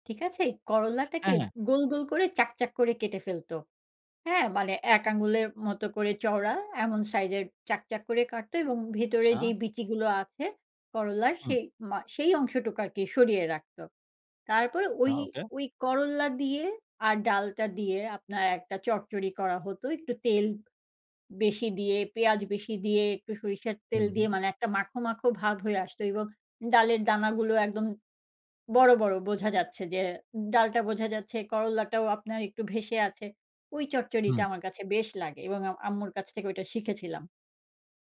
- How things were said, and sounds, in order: none
- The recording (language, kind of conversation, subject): Bengali, podcast, আপনি কি এখনো মায়ের কাছ থেকে শেখা কোনো রান্নার রীতি মেনে চলেন?